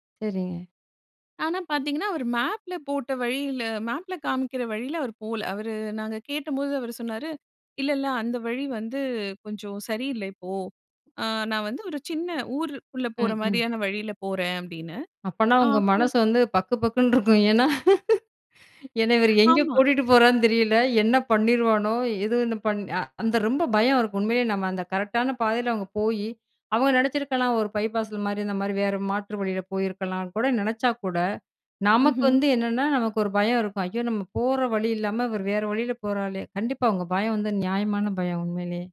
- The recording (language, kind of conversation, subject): Tamil, podcast, பயணத்தின் போது உங்களுக்கு ஏற்பட்ட மிகப் பெரிய அச்சம் என்ன, அதை நீங்கள் எப்படிக் கடந்து வந்தீர்கள்?
- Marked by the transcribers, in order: in English: "மேப்பில"; in English: "மேப்ல"; other background noise; other noise; laughing while speaking: "இருக்கும். ஏன்னா"; "போறாரே" said as "போறாலே"